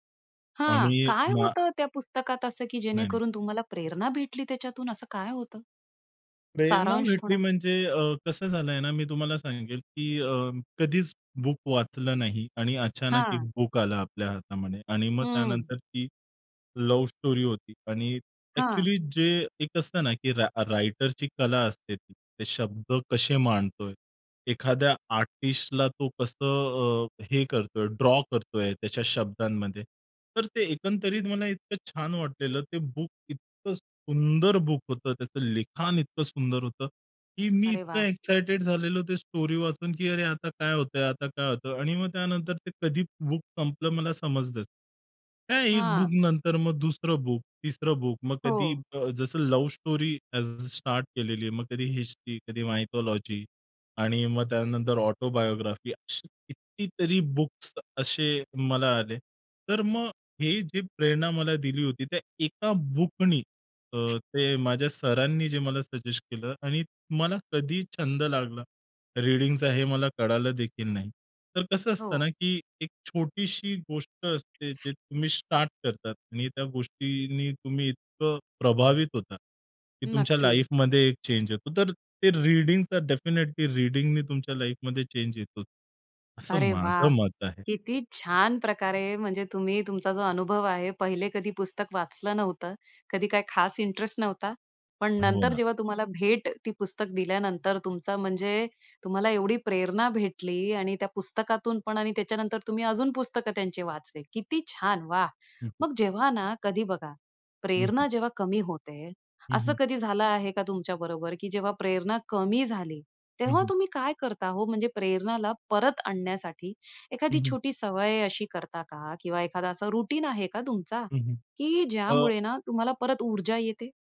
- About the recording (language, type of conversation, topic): Marathi, podcast, प्रेरणा तुम्हाला मुख्यतः कुठून मिळते, सोप्या शब्दात सांगा?
- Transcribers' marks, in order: in English: "बुक"; in English: "बुक"; in English: "लव स्टोरी"; in English: "एक्चुअली"; in English: "रायटरची"; in English: "आर्टिस्टला"; in English: "ड्रॉ"; in English: "बुक"; in English: "बुक"; in English: "एक्साइटेड"; in English: "स्टोरी"; anticipating: "अरे! आता काय होतंय? आता काय होतं?"; in English: "बुक"; in English: "बुक"; in English: "बुक"; in English: "बुक"; in English: "लव स्टोरी"; unintelligible speech; in English: "हिस्ट्री"; in English: "मायथॉलॉजी"; in English: "ऑटोबायोग्राफी"; in English: "बुक्स"; in English: "बुकनी"; other background noise; in English: "सजेस्ट"; in English: "रीडिंगचा"; in English: "स्टार्ट"; in English: "लाईफमध्ये चेंज"; in English: "रीडिंगचा डेफिनिटली रीडिंगनी"; in English: "लाईफमध्ये चेंज"; joyful: "अरे वाह!"; in English: "इंटरेस्ट"; joyful: "किती छान! वाह!"; in English: "रुटीन"